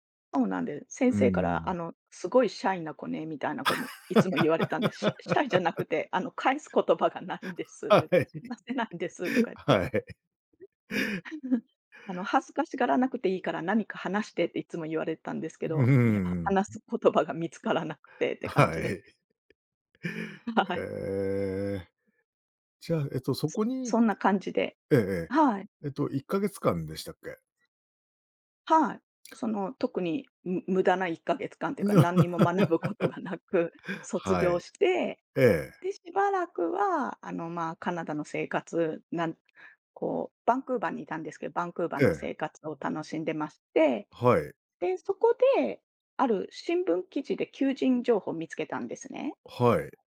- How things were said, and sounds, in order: laugh; laughing while speaking: "はい。 はい"; laugh; laugh; other background noise; chuckle; other noise; laugh
- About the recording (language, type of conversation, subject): Japanese, podcast, 人生を変えた小さな決断は何でしたか？